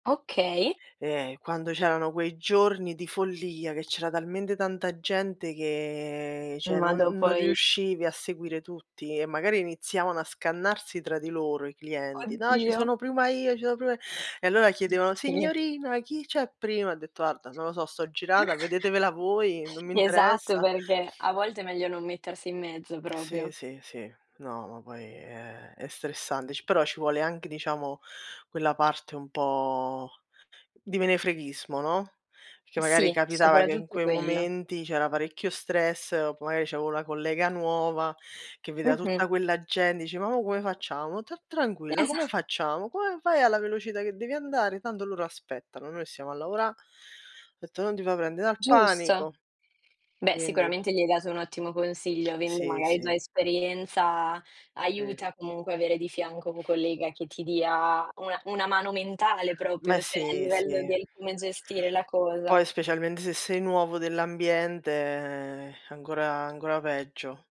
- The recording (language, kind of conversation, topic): Italian, unstructured, Qual è la parte più difficile del tuo lavoro quotidiano?
- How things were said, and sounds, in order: "cioè" said as "ceh"; unintelligible speech; other background noise; chuckle; "proprio" said as "propio"; laughing while speaking: "Esa"; tapping